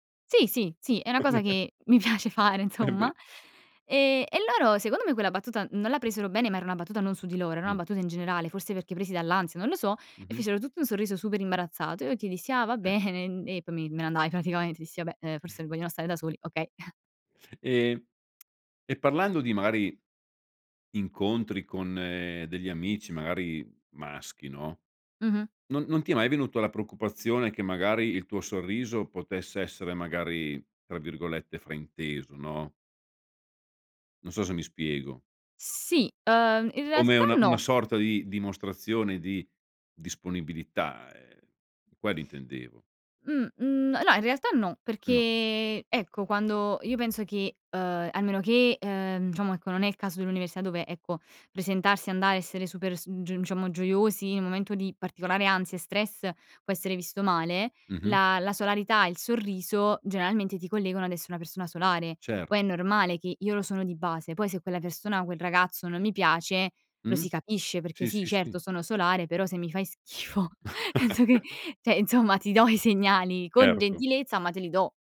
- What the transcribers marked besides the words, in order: chuckle; laughing while speaking: "mi piace fare, insomma"; laughing while speaking: "Embeh"; sigh; chuckle; tsk; laughing while speaking: "mi fai schifo penso che"; laugh
- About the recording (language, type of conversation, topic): Italian, podcast, Come può un sorriso cambiare un incontro?
- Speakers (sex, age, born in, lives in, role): female, 20-24, Italy, Italy, guest; male, 55-59, Italy, Italy, host